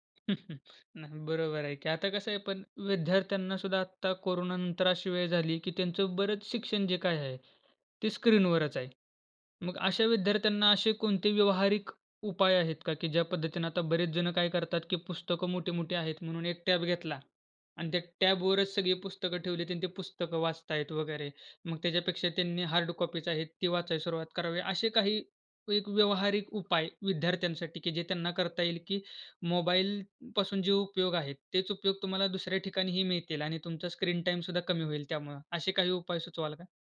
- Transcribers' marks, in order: chuckle; other background noise; in English: "टॅब"; in English: "टॅबवरच"; in English: "हार्ड कॉपीज"
- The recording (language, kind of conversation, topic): Marathi, podcast, स्क्रीन टाइम कमी करण्यासाठी कोणते सोपे उपाय करता येतील?